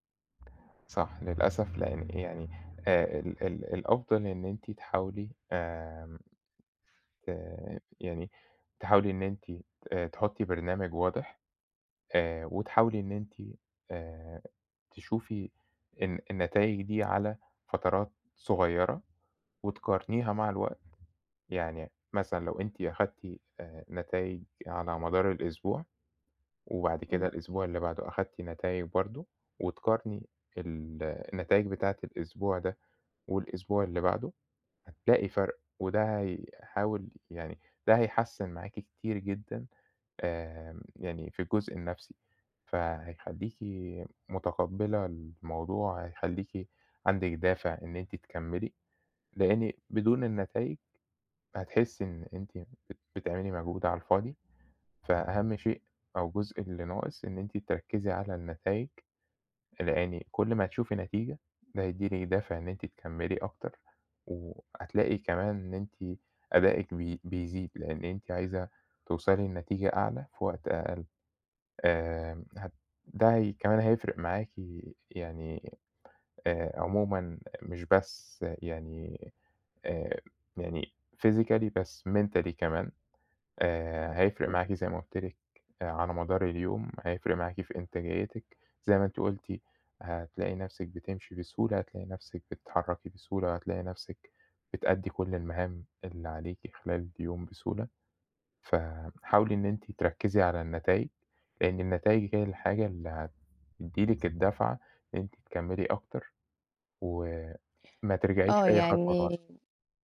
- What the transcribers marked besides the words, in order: other noise; tapping; in English: "Physically"; in English: "Mentally"
- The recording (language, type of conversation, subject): Arabic, advice, إزاي أتعامل مع إحباطي من قلة نتائج التمرين رغم المجهود؟